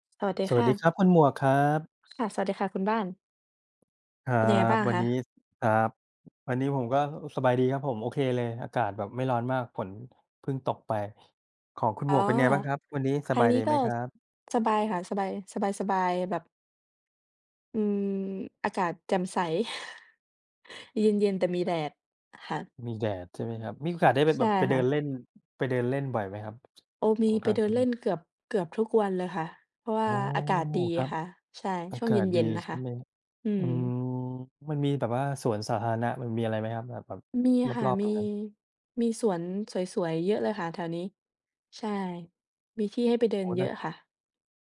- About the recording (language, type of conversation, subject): Thai, unstructured, คุณเคยลองเรียนรู้ทักษะใหม่ๆ แล้วรู้สึกอย่างไรบ้าง?
- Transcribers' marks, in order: other background noise; chuckle; other noise; tapping